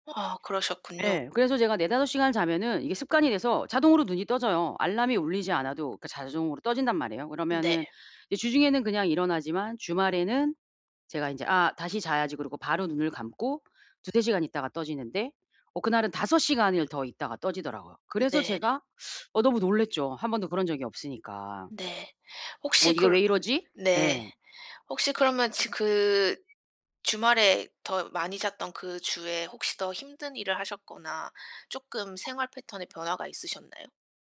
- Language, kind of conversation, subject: Korean, advice, 수면과 짧은 휴식으로 하루 에너지를 효과적으로 회복하려면 어떻게 해야 하나요?
- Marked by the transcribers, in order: other background noise; "자동으로" said as "자종으로"; tapping